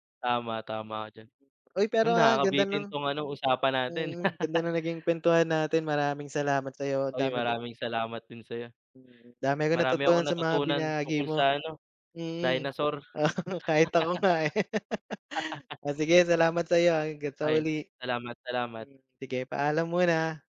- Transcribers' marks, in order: other background noise; tapping; laugh; laughing while speaking: "oo"; laugh
- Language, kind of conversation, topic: Filipino, unstructured, Anong mahalagang pangyayari sa kasaysayan ang gusto mong mas malaman?
- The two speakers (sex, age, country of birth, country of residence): male, 25-29, Philippines, Philippines; male, 35-39, Philippines, Philippines